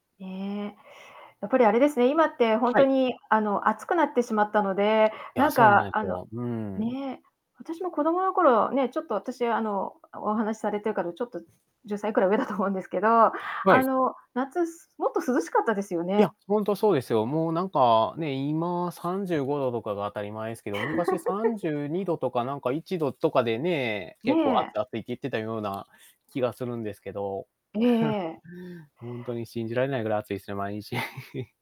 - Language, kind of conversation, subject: Japanese, unstructured, 子どものころのいちばん楽しかった思い出は何ですか？
- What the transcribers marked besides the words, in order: static; laughing while speaking: "じゅっさい くらい上だと思うんですけど"; laugh; chuckle; laugh